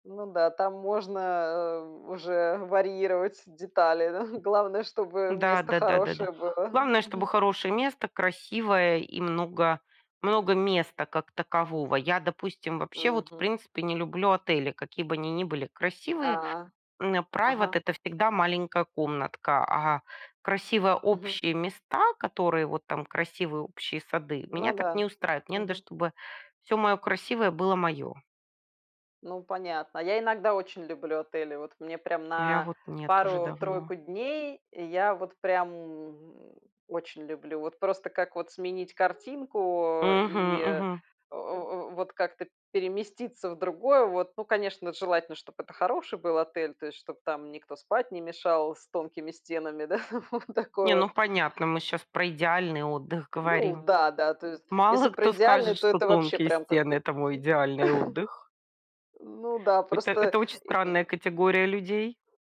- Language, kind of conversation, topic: Russian, unstructured, Как вы находите баланс между работой и отдыхом?
- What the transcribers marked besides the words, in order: laughing while speaking: "да"; in English: "private"; laughing while speaking: "да?"; chuckle; chuckle